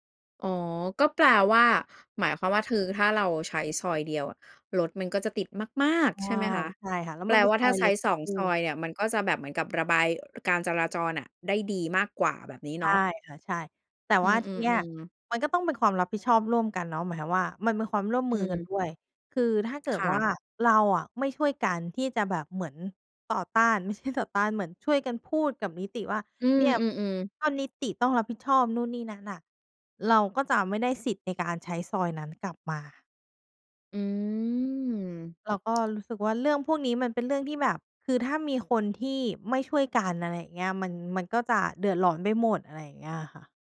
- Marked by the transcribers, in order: "คือ" said as "ทือ"; stressed: "มาก ๆ"; "ใช้" said as "ใซ้"; laughing while speaking: "ไม่ใช่"; "เนี่ย" said as "เนี่ยบ"
- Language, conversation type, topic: Thai, podcast, คุณคิดว่า “ความรับผิดชอบร่วมกัน” ในชุมชนหมายถึงอะไร?